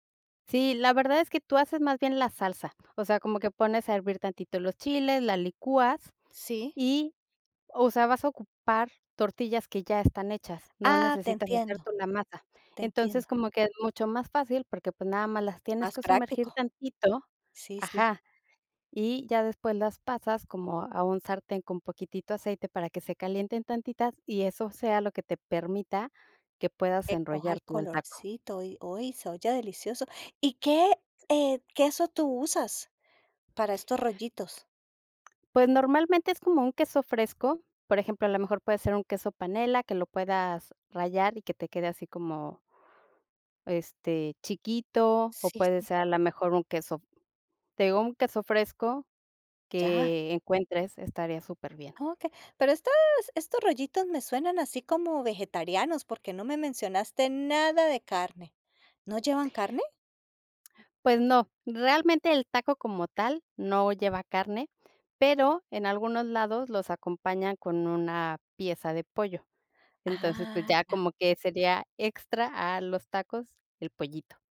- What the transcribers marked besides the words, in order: other background noise; tapping
- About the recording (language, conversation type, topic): Spanish, podcast, ¿Qué plato te provoca nostalgia y por qué?